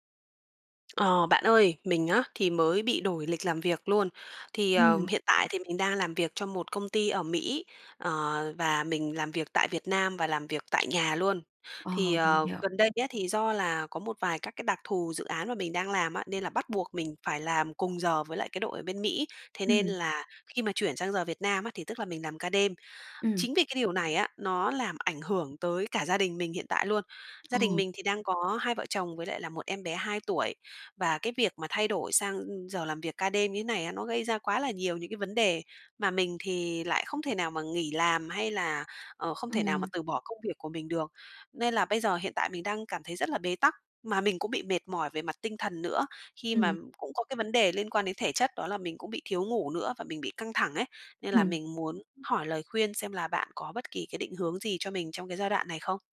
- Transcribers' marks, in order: tapping
- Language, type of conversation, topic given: Vietnamese, advice, Thay đổi lịch làm việc sang ca đêm ảnh hưởng thế nào đến giấc ngủ và gia đình bạn?